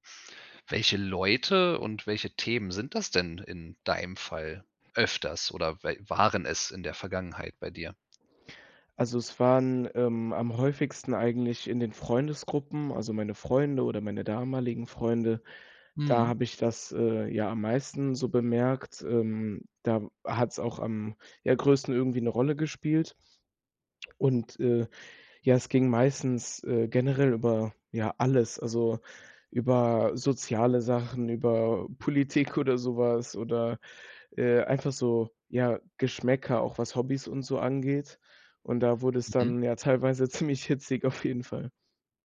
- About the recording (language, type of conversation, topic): German, podcast, Wie gehst du mit Meinungsverschiedenheiten um?
- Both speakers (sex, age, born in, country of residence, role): male, 18-19, Germany, Germany, guest; male, 35-39, Germany, Germany, host
- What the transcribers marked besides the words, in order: other background noise; laughing while speaking: "oder so"; laughing while speaking: "ziemlich hitzig, auf jeden Fall"